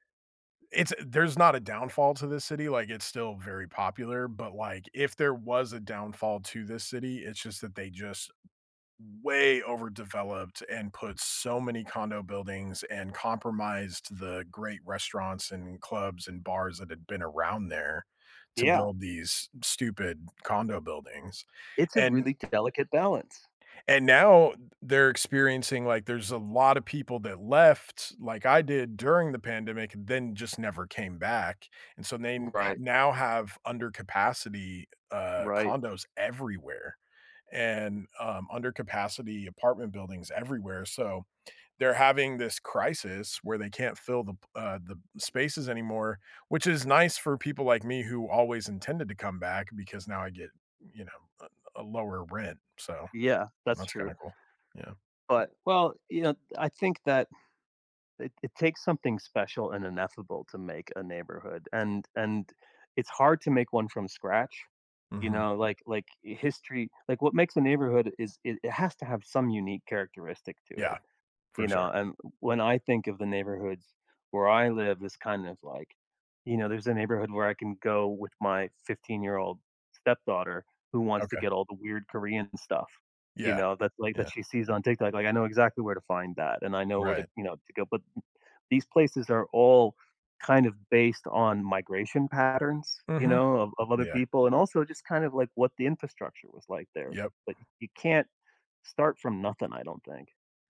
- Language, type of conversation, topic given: English, unstructured, How can I make my neighborhood worth lingering in?
- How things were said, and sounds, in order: stressed: "way"; door; sigh